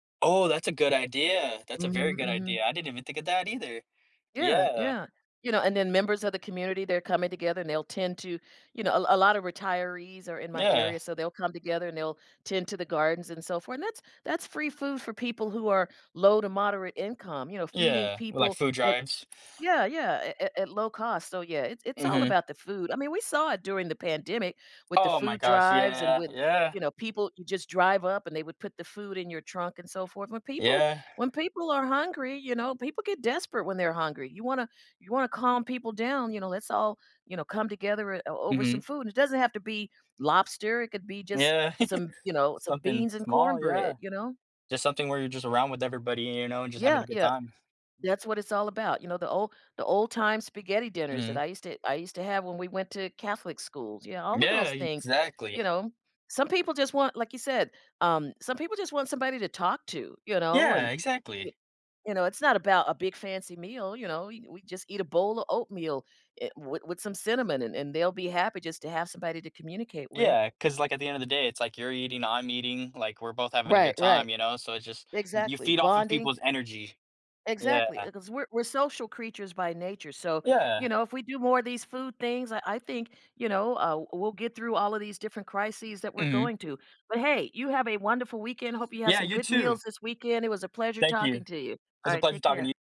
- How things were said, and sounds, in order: other background noise; giggle; tapping
- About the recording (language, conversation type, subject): English, unstructured, In what ways does sharing traditional foods help you feel connected to your cultural background?
- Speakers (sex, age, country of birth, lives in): female, 60-64, United States, United States; male, 20-24, United States, United States